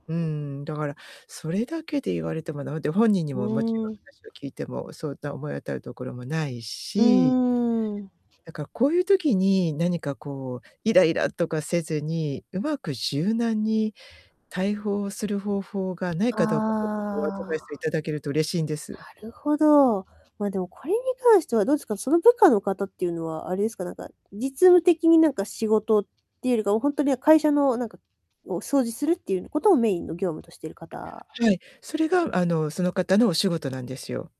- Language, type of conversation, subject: Japanese, advice, 感情が急に高ぶるとき、落ち着くにはどうすればいいですか？
- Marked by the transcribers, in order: other background noise; distorted speech; static; drawn out: "うーん"; drawn out: "ああ"